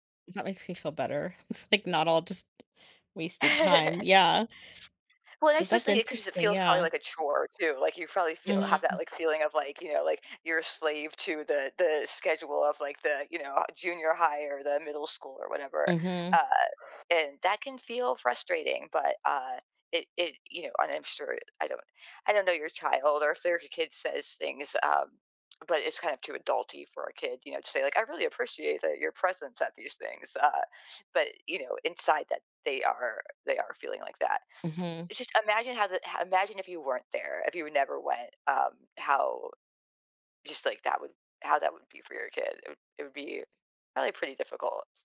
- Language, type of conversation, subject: English, advice, How can I stop procrastinating and feeling disgusted with myself?
- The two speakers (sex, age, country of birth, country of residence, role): female, 40-44, United States, United States, user; female, 45-49, United States, United States, advisor
- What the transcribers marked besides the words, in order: laugh; other background noise